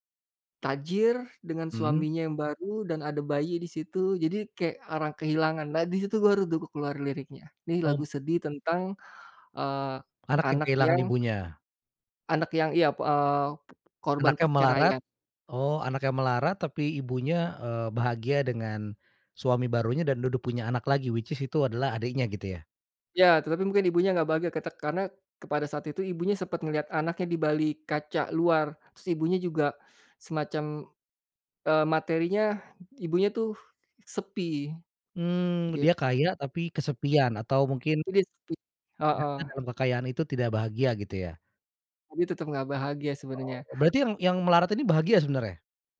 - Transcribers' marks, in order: other background noise; in English: "which is"
- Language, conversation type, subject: Indonesian, podcast, Bagaimana cerita pribadi kamu memengaruhi karya yang kamu buat?